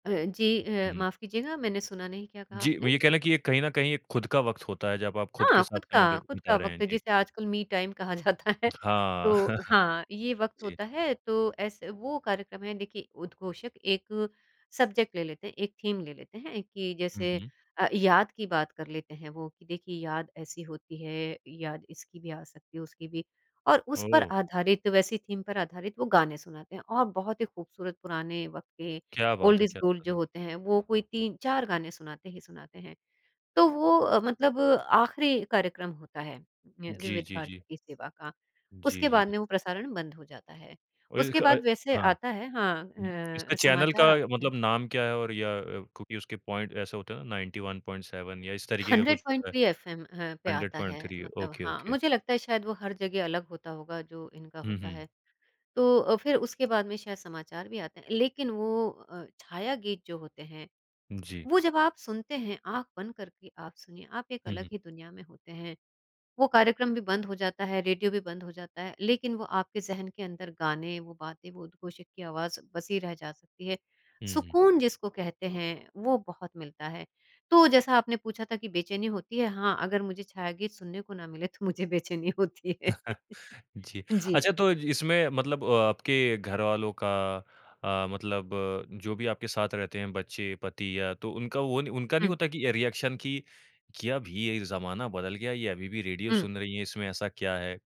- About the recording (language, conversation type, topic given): Hindi, podcast, क्या कोई ऐसी रुचि है जिसने आपकी ज़िंदगी बदल दी हो?
- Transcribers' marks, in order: in English: "मी टाइम"; tapping; laughing while speaking: "जाता है"; chuckle; in English: "सब्जेक्ट"; in English: "थीम"; in English: "थीम"; in English: "ओल्ड इज गोल्ड"; in English: "पॉइंट"; in English: "नाइनटी वन पॉइंट सेवेन"; in English: "हंड्रेड पॉइंट थ्री"; in English: "हंड्रेड पॉइंट थ्री ओके, ओके"; laughing while speaking: "तो मुझे बेचैनी होती है"; chuckle; laugh; in English: "रिएक्शन"